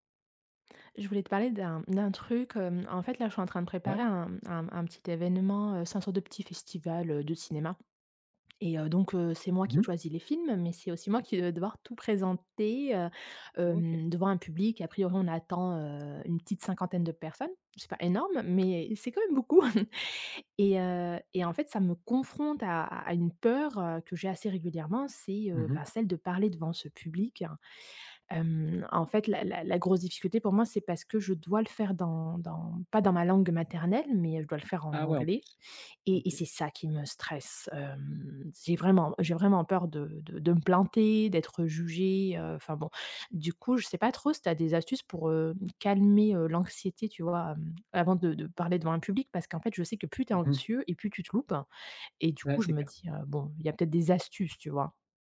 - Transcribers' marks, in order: other background noise; chuckle
- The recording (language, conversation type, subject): French, advice, Comment décririez-vous votre anxiété avant de prendre la parole en public ?